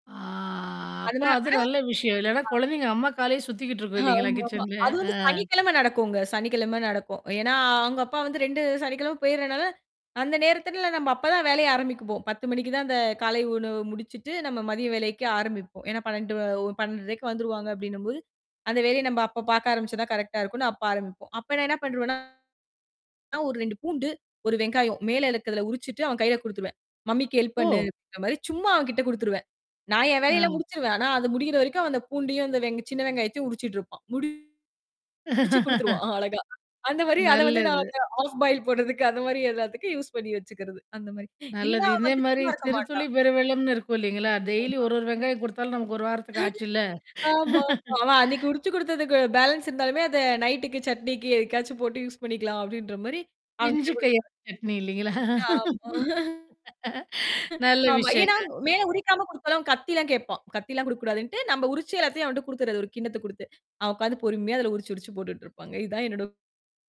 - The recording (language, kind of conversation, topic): Tamil, podcast, உங்கள் வீட்டில் காலை நேர பழக்கவழக்கங்கள் எப்படி இருக்கின்றன?
- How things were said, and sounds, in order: drawn out: "அ"; distorted speech; laughing while speaking: "ஆமாமா"; other background noise; "ஆரம்பிப்போம்" said as "ஆரம்பிக்குப்போம்"; laugh; laughing while speaking: "ஆமாமா"; laugh; laughing while speaking: "ஆமா"; laugh; mechanical hum